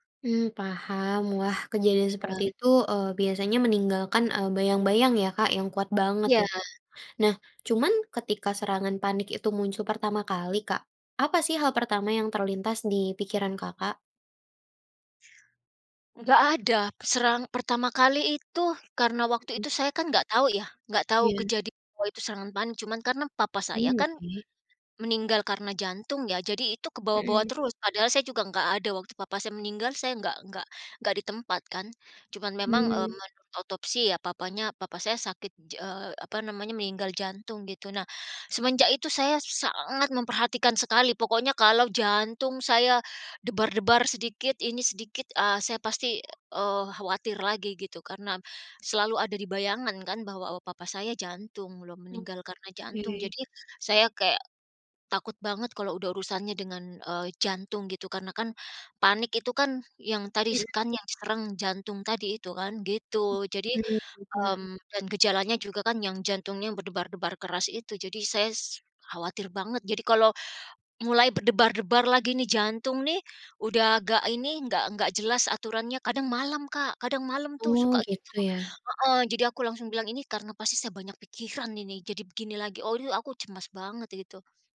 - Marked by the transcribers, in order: other noise
- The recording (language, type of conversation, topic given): Indonesian, advice, Bagaimana pengalaman serangan panik pertama Anda dan apa yang membuat Anda takut mengalaminya lagi?